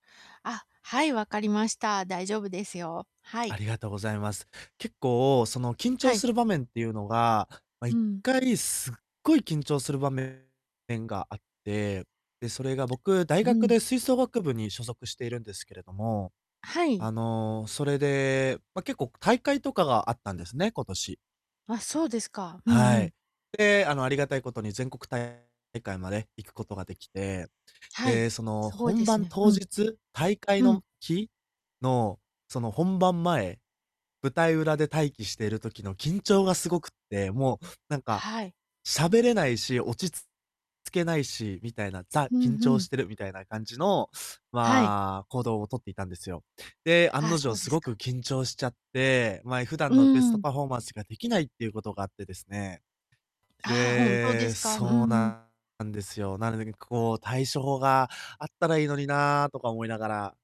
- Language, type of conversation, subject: Japanese, advice, 短時間で緊張をリセットして、すぐに落ち着くにはどうすればいいですか？
- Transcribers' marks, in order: tapping; distorted speech; other background noise